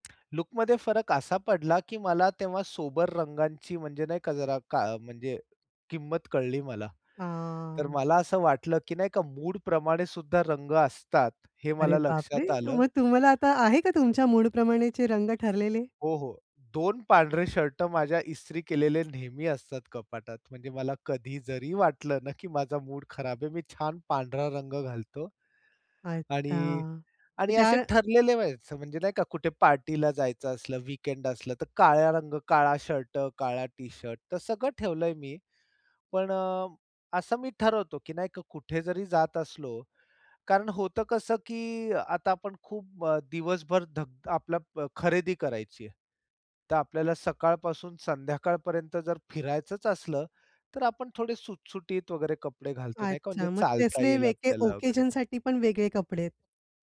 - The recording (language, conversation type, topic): Marathi, podcast, वाईट दिवशी कपड्यांनी कशी मदत केली?
- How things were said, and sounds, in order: tapping; drawn out: "हां"; anticipating: "अरे बापरे! मग तुम्हाला आता आहे का तुमच्या मूड प्रमाणेचे रंग ठरलेले?"; other background noise; in English: "वीकेंड"; in English: "ओकेजनसाठी"